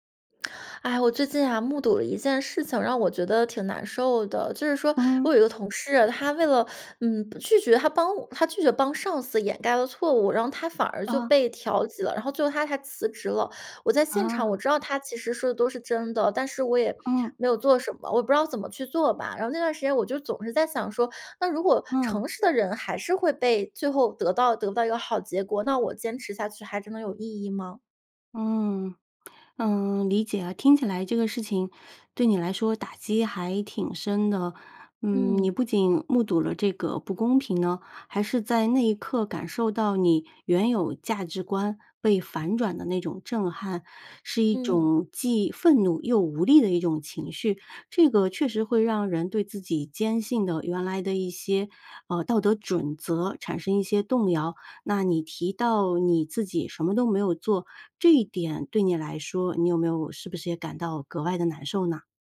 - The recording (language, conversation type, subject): Chinese, advice, 当你目睹不公之后，是如何开始怀疑自己的价值观与人生意义的？
- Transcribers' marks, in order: lip smack; lip smack